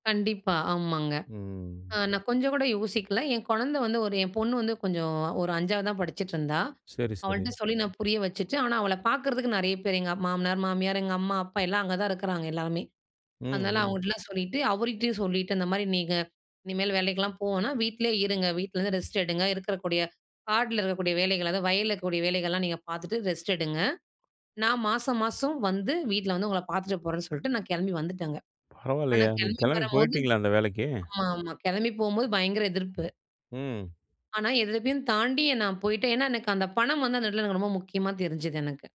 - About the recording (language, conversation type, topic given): Tamil, podcast, பணத்துக்காக எடுத்த முடிவுகளை வருத்தமாக நினைக்கிறாயா?
- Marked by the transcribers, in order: drawn out: "ம்"; other background noise; other noise